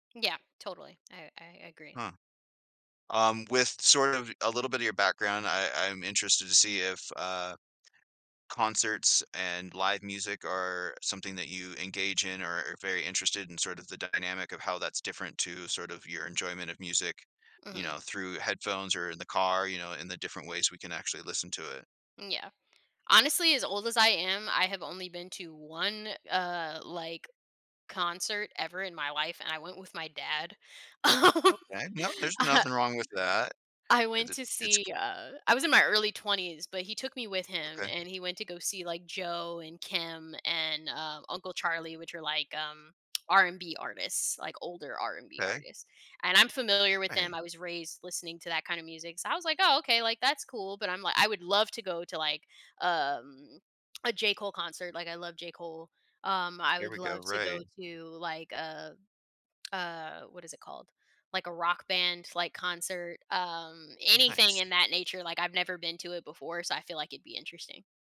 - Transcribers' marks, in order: other background noise; laughing while speaking: "Um, uh"
- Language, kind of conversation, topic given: English, podcast, How do early experiences shape our lifelong passion for music?
- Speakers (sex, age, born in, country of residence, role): female, 30-34, United States, United States, guest; male, 40-44, Canada, United States, host